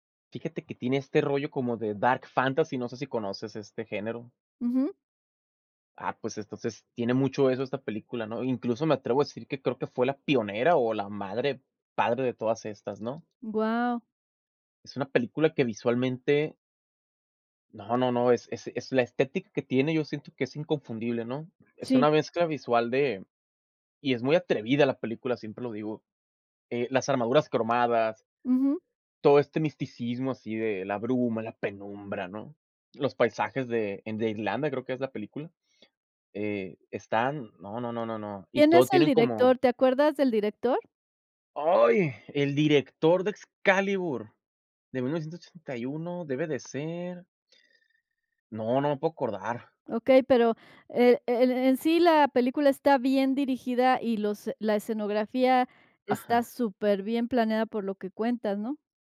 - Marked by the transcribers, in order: other background noise
- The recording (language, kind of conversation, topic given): Spanish, podcast, ¿Cuál es una película que te marcó y qué la hace especial?